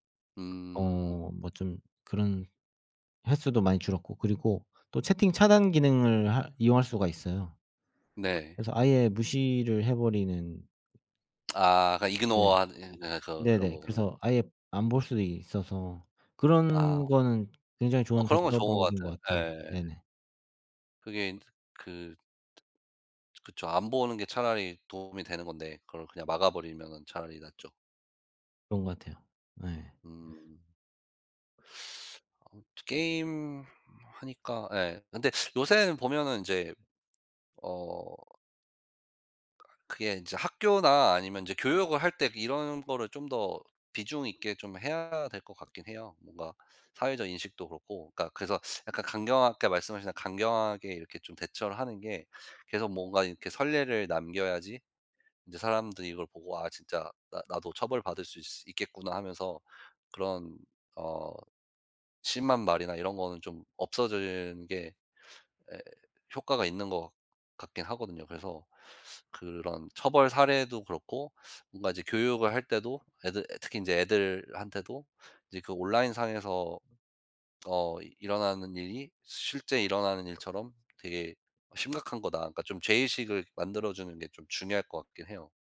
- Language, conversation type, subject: Korean, unstructured, 사이버 괴롭힘에 어떻게 대처하는 것이 좋을까요?
- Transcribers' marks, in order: other background noise; in English: "이그노어"; teeth sucking